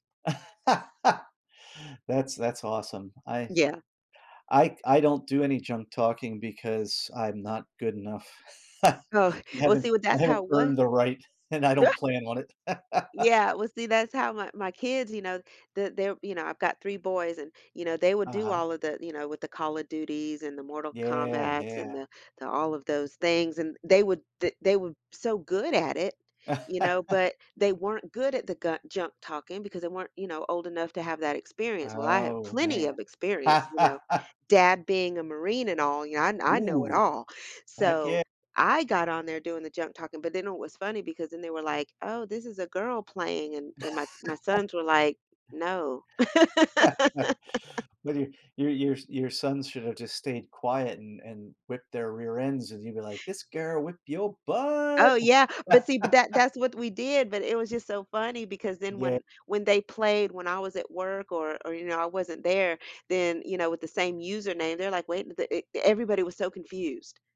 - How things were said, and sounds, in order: laugh; other background noise; chuckle; laugh; chuckle; laugh; tapping; laugh; laugh; stressed: "plenty"; laugh; laugh; put-on voice: "This girl whip yo butt!"; laugh
- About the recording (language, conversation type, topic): English, unstructured, How would you spend a week with unlimited parks and museums access?